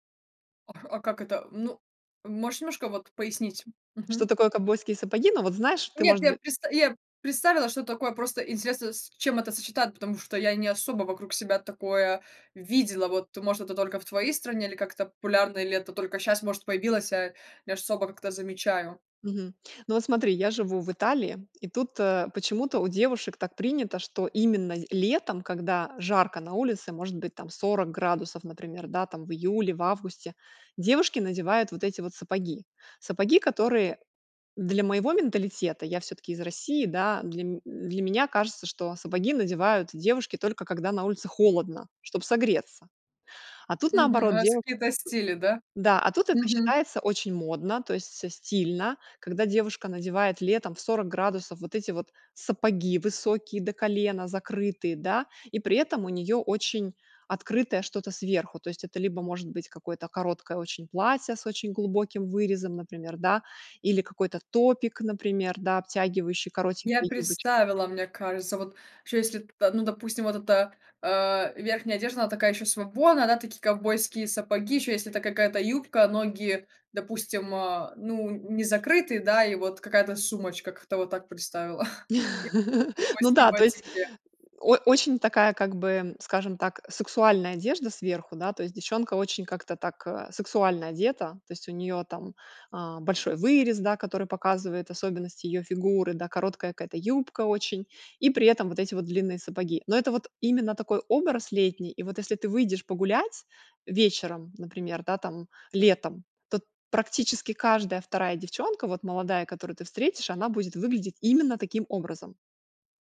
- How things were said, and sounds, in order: other background noise; tapping; laugh; chuckle
- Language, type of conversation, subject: Russian, podcast, Что помогает тебе не сравнивать себя с другими?